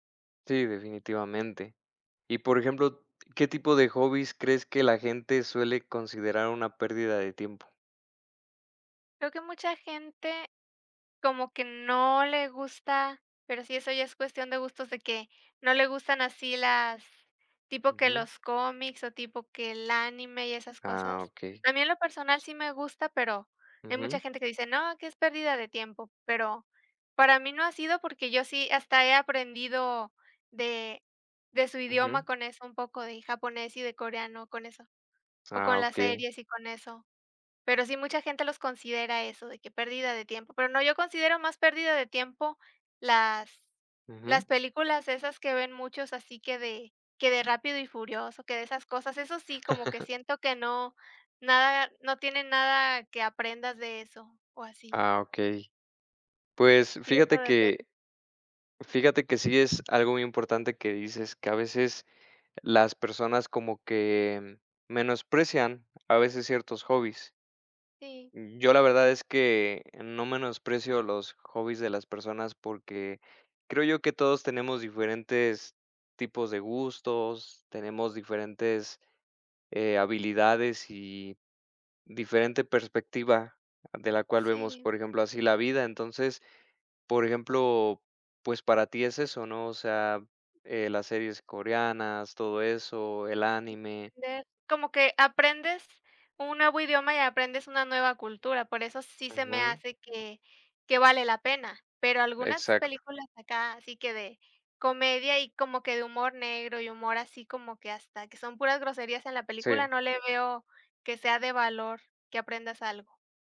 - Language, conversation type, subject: Spanish, unstructured, ¿Crees que algunos pasatiempos son una pérdida de tiempo?
- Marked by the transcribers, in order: chuckle; tapping